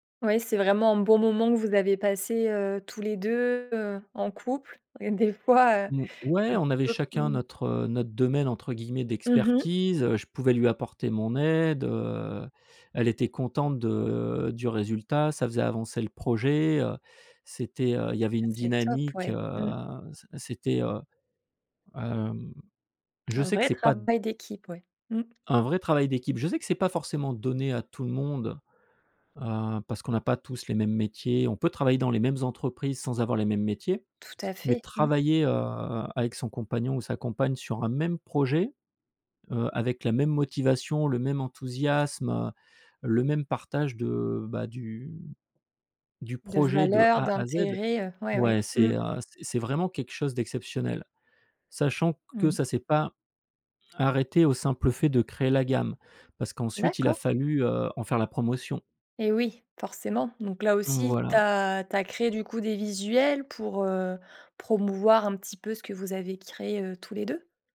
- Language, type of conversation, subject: French, podcast, Peux-tu nous raconter une collaboration créative mémorable ?
- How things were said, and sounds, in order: tapping